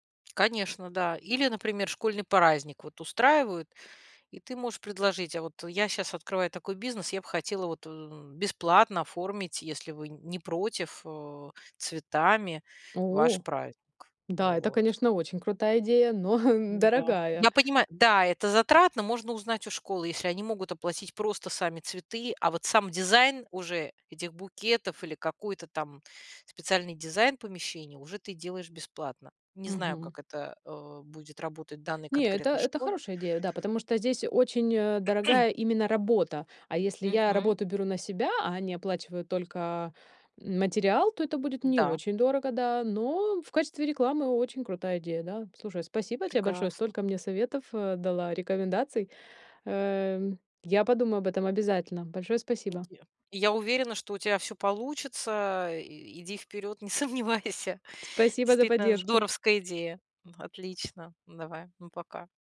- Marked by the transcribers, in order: tapping; chuckle; throat clearing; laughing while speaking: "сомневайся"; other background noise
- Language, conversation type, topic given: Russian, advice, Почему я боюсь провала при запуске собственного бизнеса или реализации своей идеи?